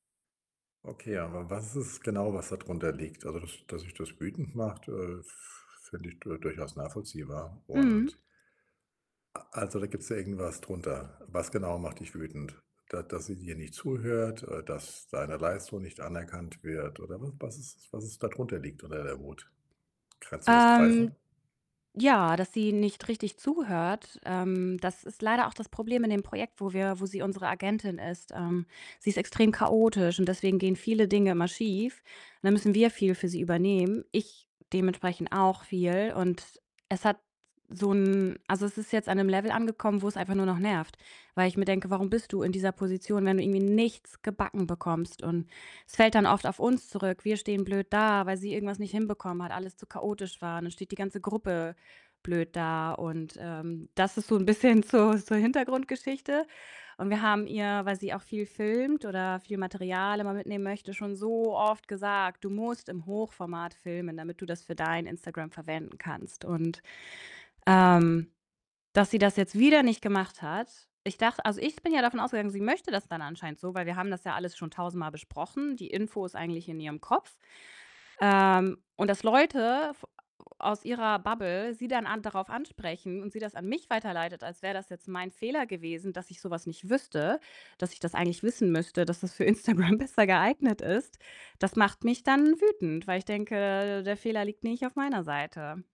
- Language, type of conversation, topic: German, advice, Wie kann ich besser mit Kritik umgehen, ohne emotional zu reagieren?
- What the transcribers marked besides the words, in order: distorted speech; other background noise; stressed: "nichts"; static; other noise; in English: "Bubble"; laughing while speaking: "Instagram"